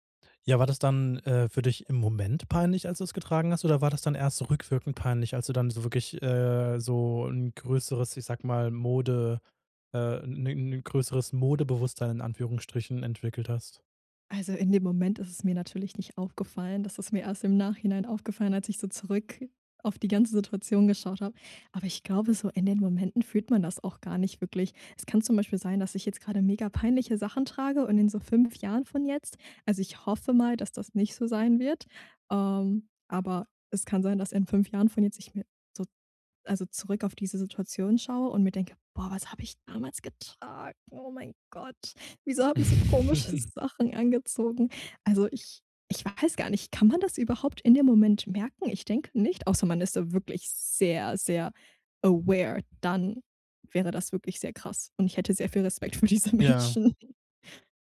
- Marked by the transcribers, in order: put-on voice: "damals getragen? Oh mein Gott"; chuckle; in English: "aware"; laughing while speaking: "für diese Menschen"
- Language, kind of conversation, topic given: German, podcast, Was war dein peinlichster Modefehltritt, und was hast du daraus gelernt?